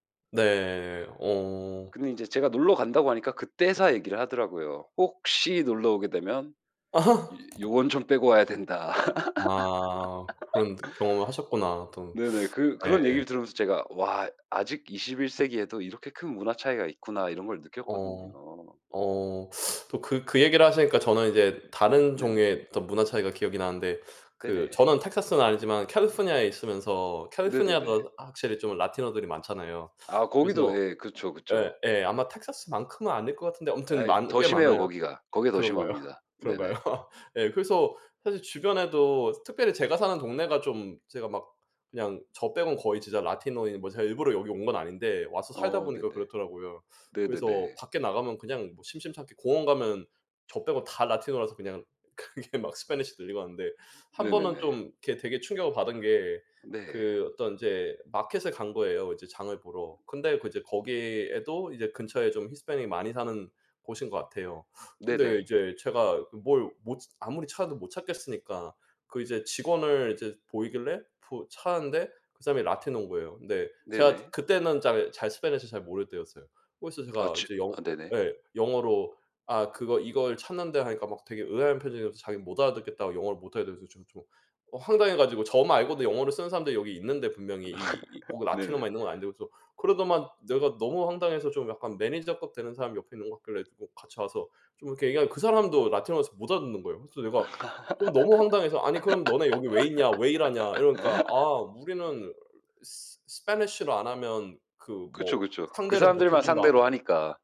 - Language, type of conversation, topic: Korean, unstructured, 문화 차이 때문에 생겼던 재미있는 일이 있나요?
- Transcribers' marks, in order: other background noise; laugh; laugh; put-on voice: "캘리포니아에"; put-on voice: "캘리포니아가"; tapping; in English: "라티노들이"; laughing while speaking: "그런가요? 그런가요?"; laugh; in English: "라티노인데"; in English: "라티노라서"; laughing while speaking: "그게 막 스패니시 들리고 하는데"; in English: "스패니시"; in English: "히스패닉"; in English: "라티노인"; in English: "스패니시"; in English: "라티노만"; laugh; in English: "라티노여서"; laugh; in English: "스패니시를"